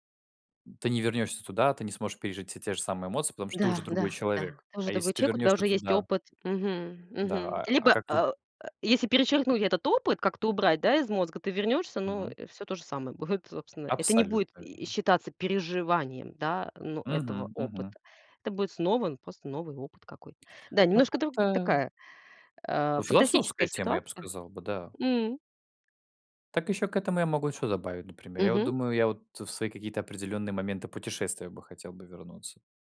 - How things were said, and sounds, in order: other noise; laughing while speaking: "будет"
- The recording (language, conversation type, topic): Russian, unstructured, Какое событие из прошлого вы бы хотели пережить снова?